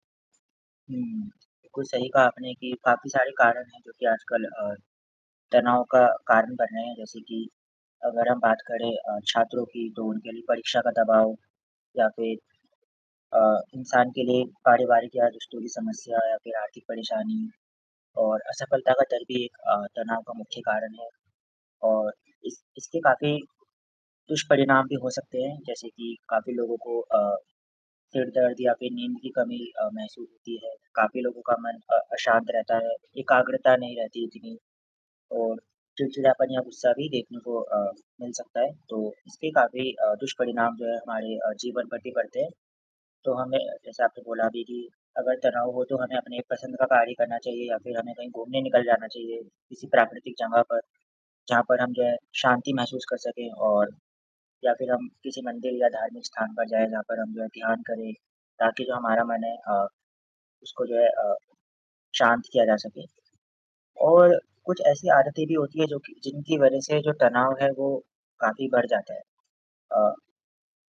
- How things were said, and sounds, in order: static; distorted speech
- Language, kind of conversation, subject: Hindi, unstructured, आप तनाव दूर करने के लिए कौन-सी गतिविधियाँ करते हैं?